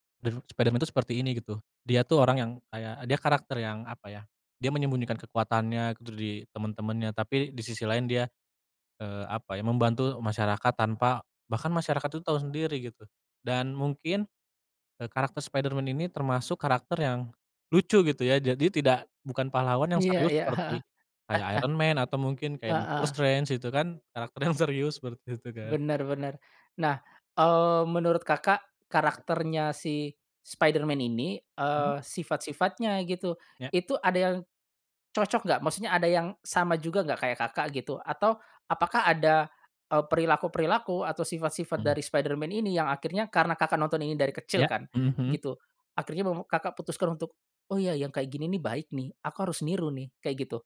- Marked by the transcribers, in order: laugh; laughing while speaking: "karakter yang serius"
- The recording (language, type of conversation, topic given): Indonesian, podcast, Tokoh fiksi mana yang paling kamu kagumi, dan kenapa?